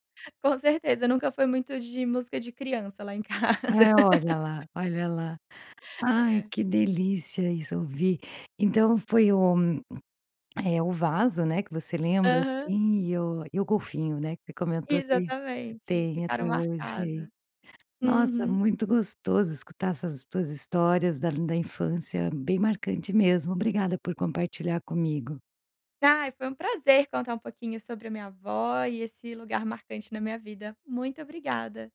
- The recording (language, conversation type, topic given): Portuguese, podcast, Qual é uma lembrança marcante da sua infância em casa?
- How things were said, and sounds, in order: laughing while speaking: "em casa"; tapping